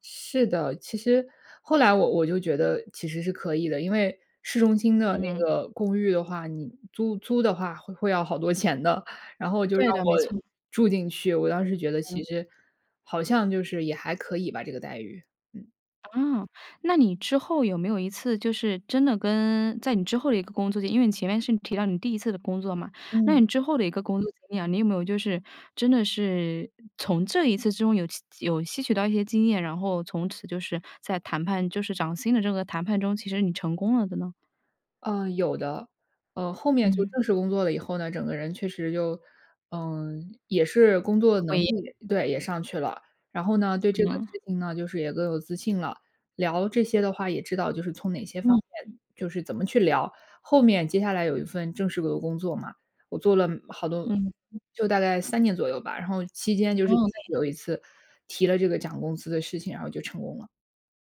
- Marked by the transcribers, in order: unintelligible speech; other background noise
- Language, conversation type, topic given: Chinese, podcast, 你是怎么争取加薪或更好的薪酬待遇的？